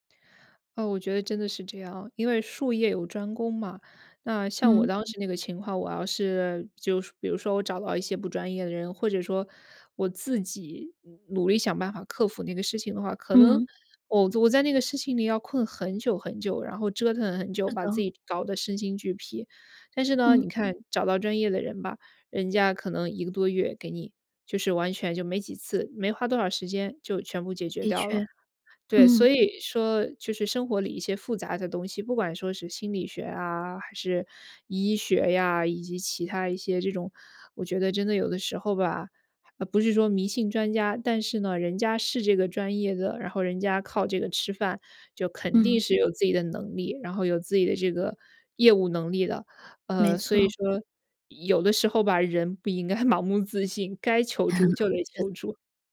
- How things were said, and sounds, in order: other background noise; laughing while speaking: "不应该盲目自信"; laugh
- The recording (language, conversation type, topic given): Chinese, podcast, 你怎么看待寻求专业帮助？